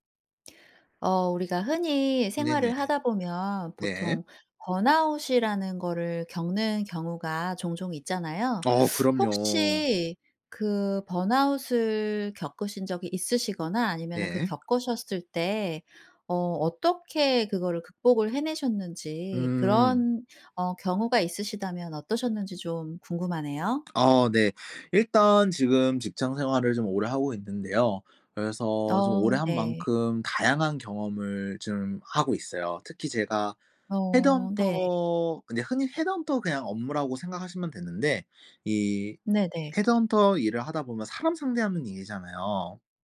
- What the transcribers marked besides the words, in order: other background noise; lip smack; teeth sucking
- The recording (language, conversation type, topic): Korean, podcast, 번아웃을 겪은 뒤 업무에 복귀할 때 도움이 되는 팁이 있을까요?